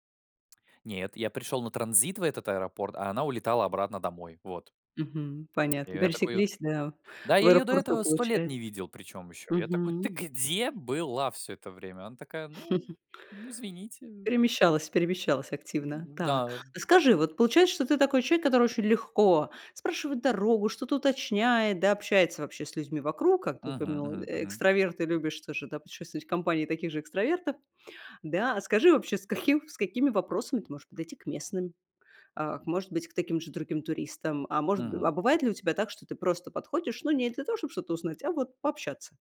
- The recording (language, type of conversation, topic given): Russian, podcast, Какие вопросы помогают раскрыть самые живые истории?
- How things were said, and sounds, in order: tapping; chuckle; put-on voice: "Ну, ну извините, э"